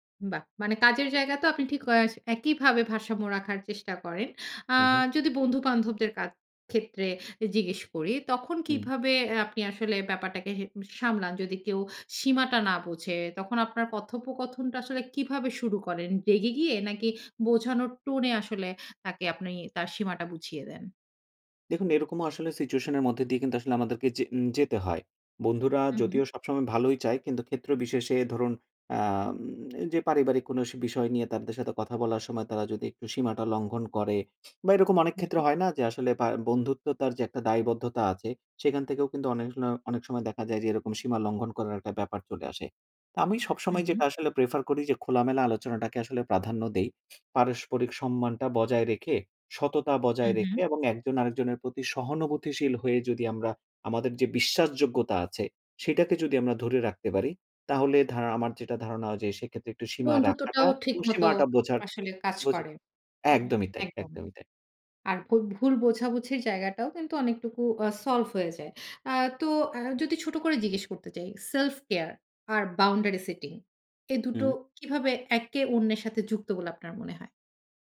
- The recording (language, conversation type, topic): Bengali, podcast, আপনি কীভাবে নিজের সীমা শনাক্ত করেন এবং সেই সীমা মেনে চলেন?
- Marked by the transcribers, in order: unintelligible speech; in English: "situation"; in English: "prefer"; stressed: "বিশ্বাসযোগ্যতা"; in English: "solve"; in English: "self-care"; in English: "boundary setting"